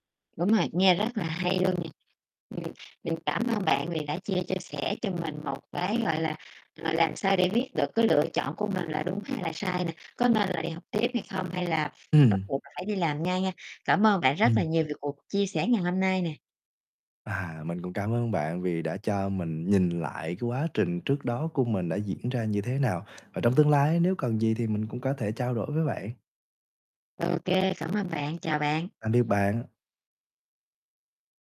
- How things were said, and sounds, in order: distorted speech; tapping
- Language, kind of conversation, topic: Vietnamese, podcast, Sau khi tốt nghiệp, bạn chọn học tiếp hay đi làm ngay?